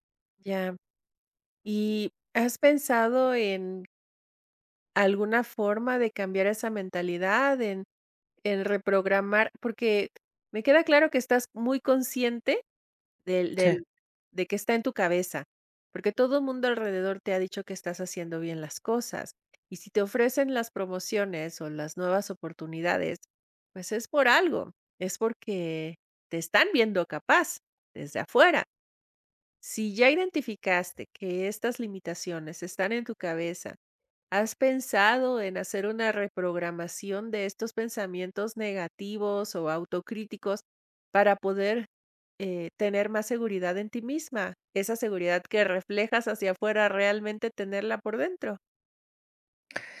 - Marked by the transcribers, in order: none
- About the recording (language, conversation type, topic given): Spanish, advice, ¿Cómo puedo manejar mi autocrítica constante para atreverme a intentar cosas nuevas?